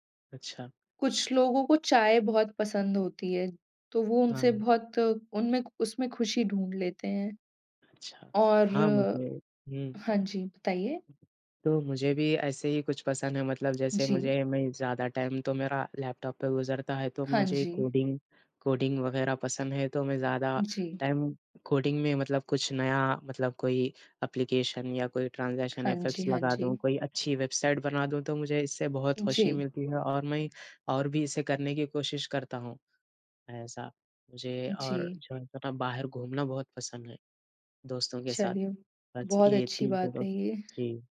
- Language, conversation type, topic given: Hindi, unstructured, आप अपनी खुशियाँ कैसे बढ़ाते हैं?
- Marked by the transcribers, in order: in English: "टाइम"; in English: "टाइम"; in English: "एप्लीकेशन"; in English: "ट्रांज़ेशन इफेक्ट्स"